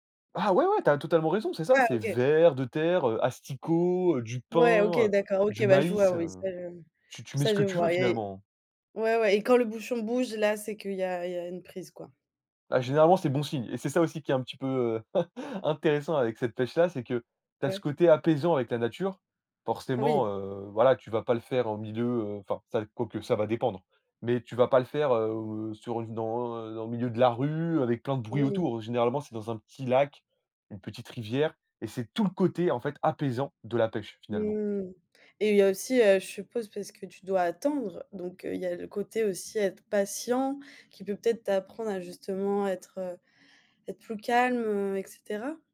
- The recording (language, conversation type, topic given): French, podcast, Peux-tu me parler d’un loisir qui t’apaise vraiment, et m’expliquer pourquoi ?
- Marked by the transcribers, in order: chuckle; tapping; stressed: "attendre"